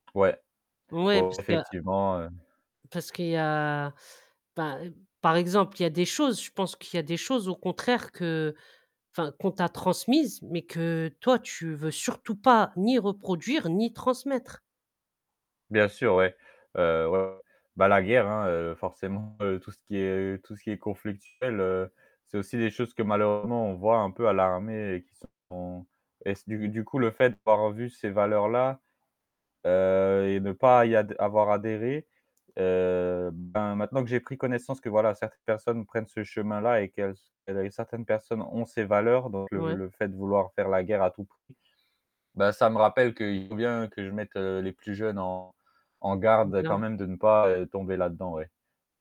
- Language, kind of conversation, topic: French, podcast, Qu’est-ce que tu transmets à la génération suivante ?
- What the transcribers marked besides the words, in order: tapping; distorted speech; static; unintelligible speech